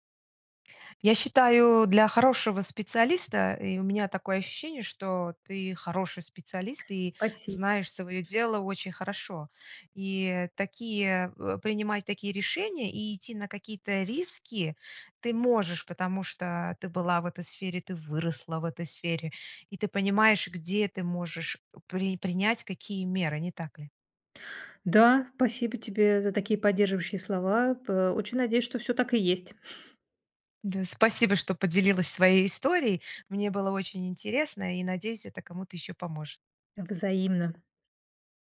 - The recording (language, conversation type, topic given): Russian, podcast, Что важнее при смене работы — деньги или её смысл?
- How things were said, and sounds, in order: tapping; other background noise; "Спасибо" said as "пасиб"; "спасибо" said as "пасиб"; chuckle